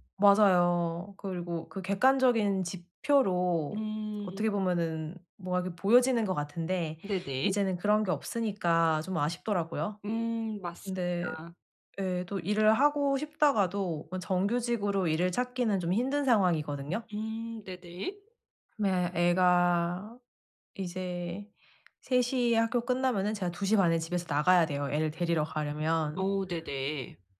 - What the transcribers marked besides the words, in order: other background noise
- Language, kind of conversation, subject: Korean, advice, 수입과 일의 의미 사이에서 어떻게 균형을 찾을 수 있을까요?
- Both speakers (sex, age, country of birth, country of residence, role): female, 30-34, South Korea, United States, advisor; female, 35-39, South Korea, Netherlands, user